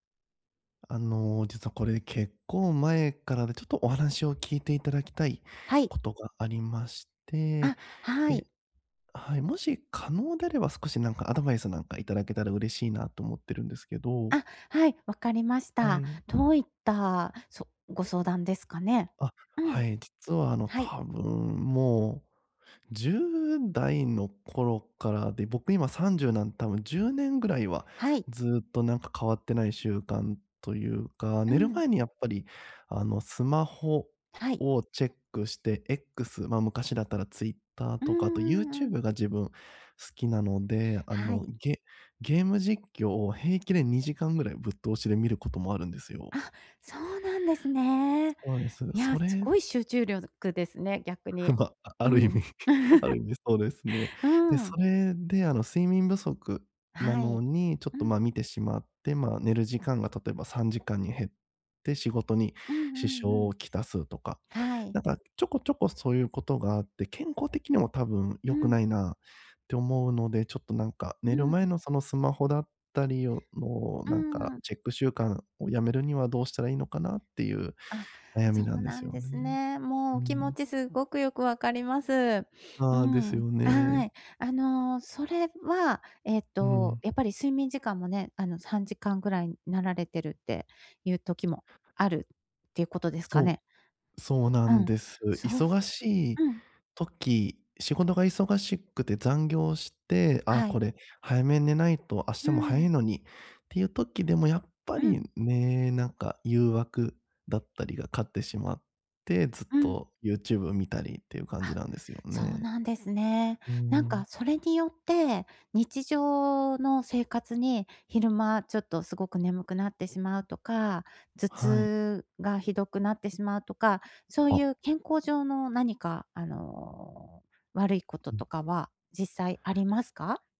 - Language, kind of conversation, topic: Japanese, advice, 就寝前にスマホや画面をつい見てしまう習慣をやめるにはどうすればいいですか？
- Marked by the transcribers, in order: other background noise; laughing while speaking: "あ ある意味"; chuckle